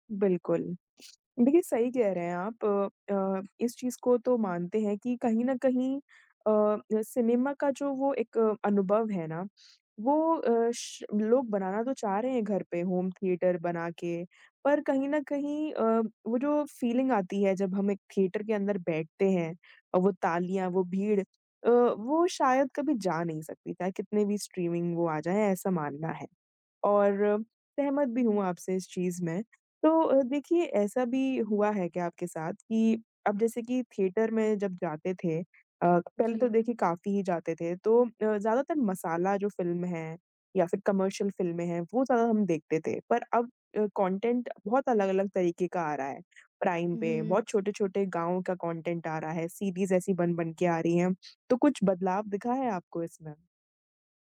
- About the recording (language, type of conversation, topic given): Hindi, podcast, स्ट्रीमिंग ने सिनेमा के अनुभव को कैसे बदला है?
- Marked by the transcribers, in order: other background noise; in English: "होम थिएटर"; in English: "फीलिंग"; in English: "स्ट्रीमिंग"; tapping; in English: "कमर्शियल"; in English: "कॉन्टेंट"; in English: "कॉन्टेंट"